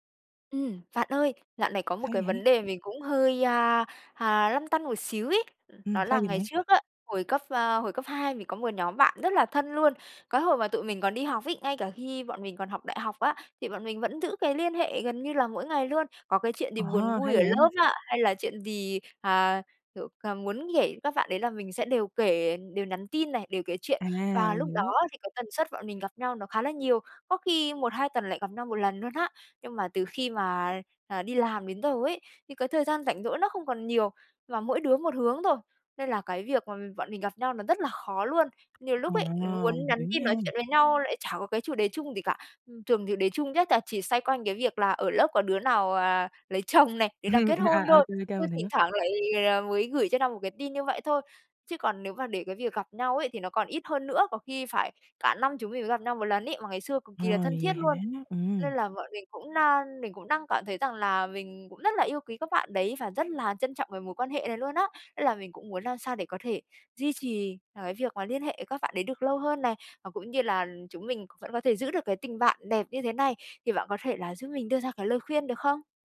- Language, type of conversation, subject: Vietnamese, advice, Làm thế nào để giữ liên lạc với người thân khi có thay đổi?
- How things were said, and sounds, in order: tapping; laughing while speaking: "chồng"; background speech; laughing while speaking: "À"